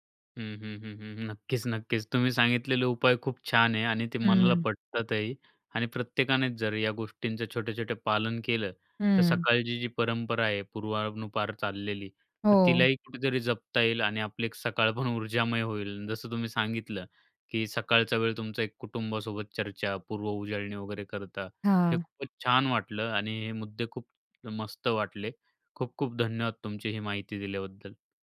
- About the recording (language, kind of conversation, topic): Marathi, podcast, तुझ्या घरी सकाळची परंपरा कशी असते?
- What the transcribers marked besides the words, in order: other background noise; laughing while speaking: "पण"; tapping